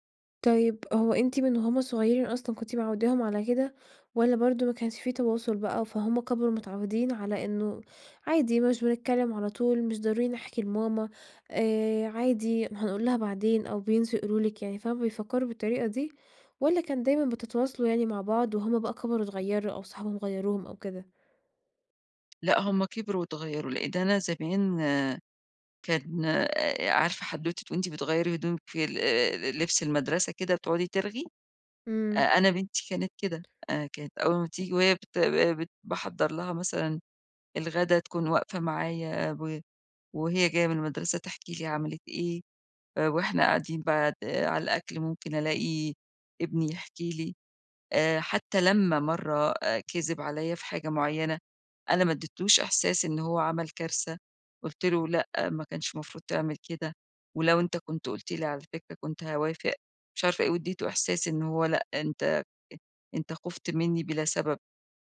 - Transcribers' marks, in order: tapping
- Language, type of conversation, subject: Arabic, advice, إزاي أتعامل مع ضعف التواصل وسوء الفهم اللي بيتكرر؟